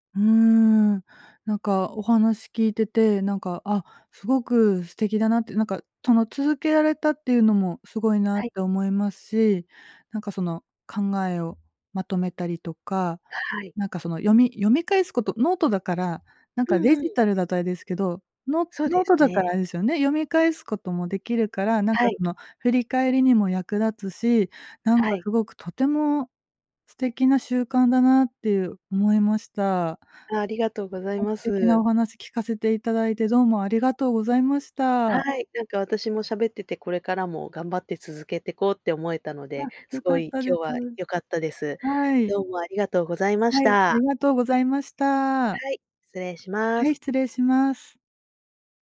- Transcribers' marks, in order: none
- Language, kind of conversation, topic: Japanese, podcast, 自分を変えた習慣は何ですか？